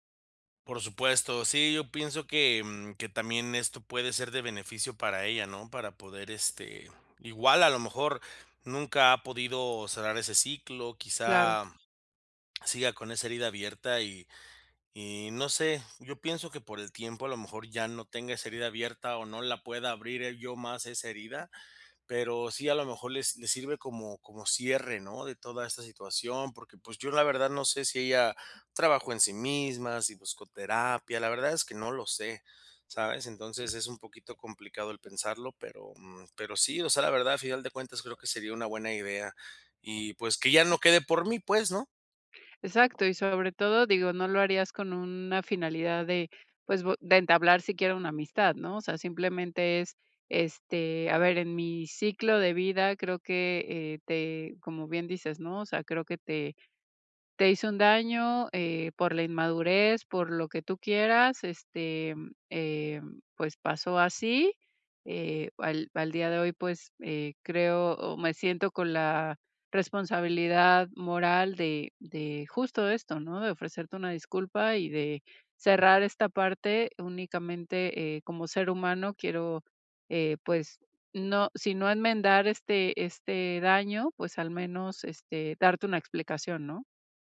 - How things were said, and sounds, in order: other background noise; tapping; other noise
- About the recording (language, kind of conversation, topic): Spanish, advice, ¿Cómo puedo disculparme correctamente después de cometer un error?